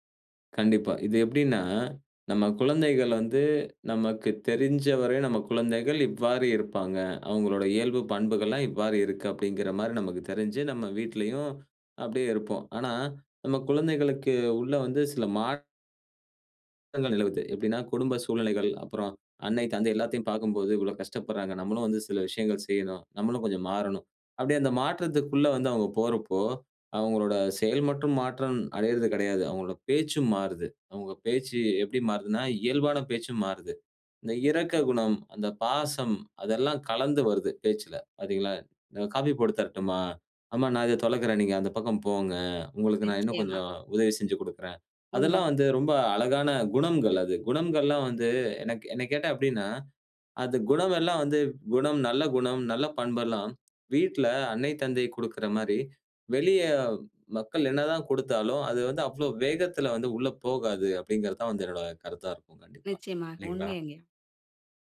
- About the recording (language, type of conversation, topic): Tamil, podcast, வீட்டுப் பணிகளில் பிள்ளைகள் எப்படிப் பங்குபெறுகிறார்கள்?
- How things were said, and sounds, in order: none